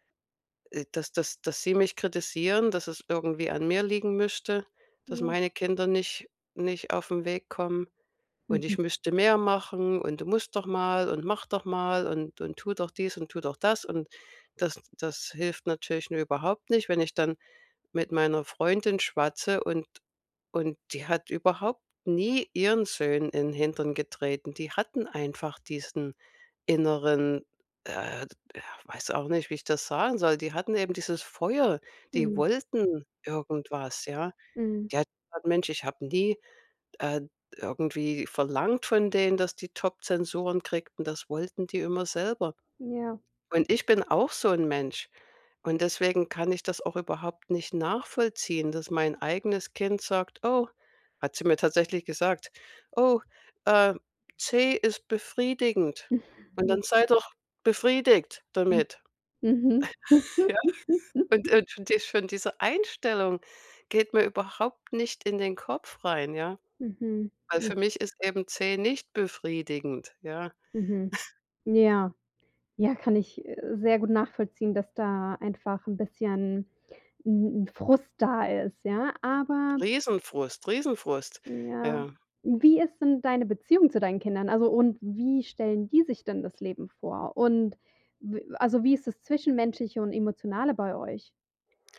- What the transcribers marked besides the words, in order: chuckle; chuckle; chuckle
- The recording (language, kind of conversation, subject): German, advice, Warum fühle ich mich minderwertig, wenn ich mich mit meinen Freund:innen vergleiche?